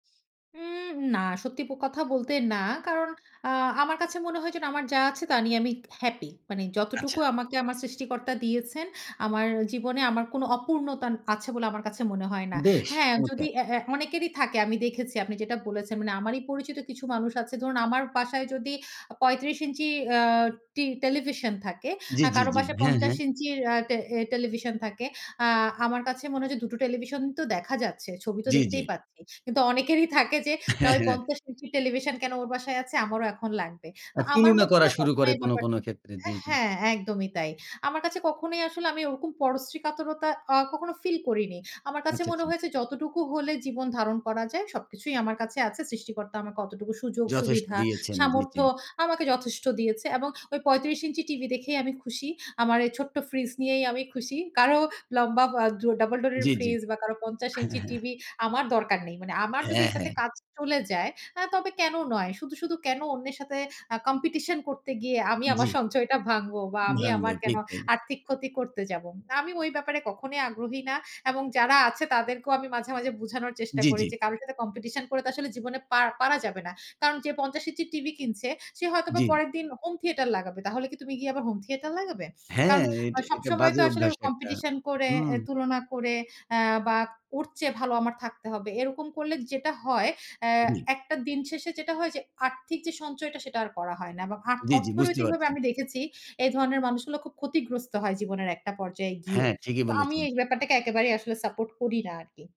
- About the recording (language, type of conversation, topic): Bengali, podcast, অর্থ নিয়ে আপনার বেশি ঝোঁক কোন দিকে—এখন খরচ করা, নাকি ভবিষ্যতের জন্য সঞ্চয় করা?
- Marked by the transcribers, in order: laughing while speaking: "কিন্তু অনেকেরই"; laughing while speaking: "হ্যাঁ, হ্যাঁ"; other background noise; in English: "double door"; in English: "competition"; in English: "competition"; in English: "competition"